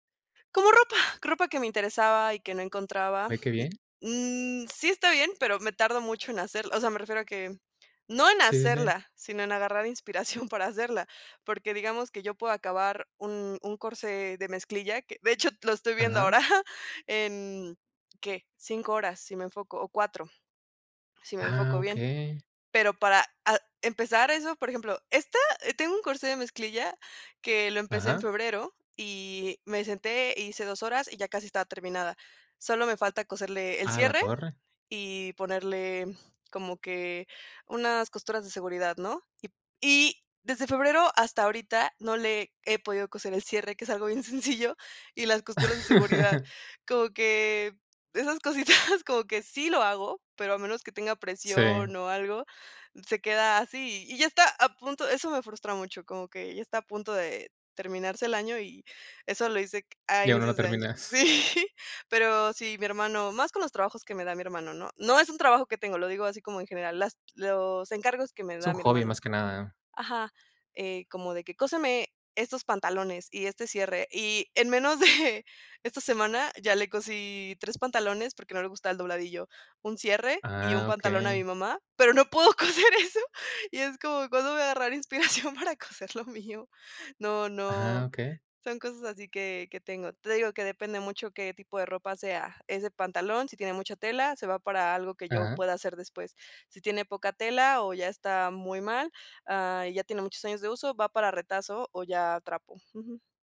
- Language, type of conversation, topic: Spanish, podcast, ¿Qué papel cumple la sostenibilidad en la forma en que eliges tu ropa?
- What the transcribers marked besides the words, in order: tapping; laughing while speaking: "inspiración"; laughing while speaking: "ahora"; laughing while speaking: "sencillo"; chuckle; laughing while speaking: "cositas"; laughing while speaking: "Sí"; laughing while speaking: "de"; laughing while speaking: "pero no puedo coser eso … coser lo mío?"